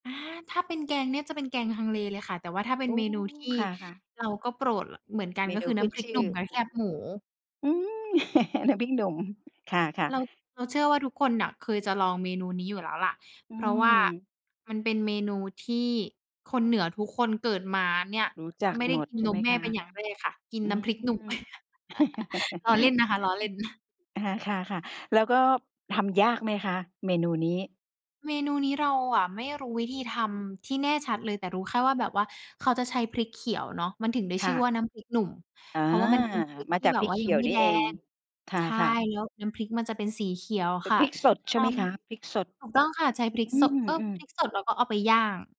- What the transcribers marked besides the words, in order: other background noise; chuckle; laughing while speaking: "หนุ่ม"; chuckle
- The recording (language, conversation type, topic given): Thai, podcast, อาหารหรือกลิ่นอะไรที่ทำให้คุณคิดถึงบ้านมากที่สุด และช่วยเล่าให้ฟังหน่อยได้ไหม?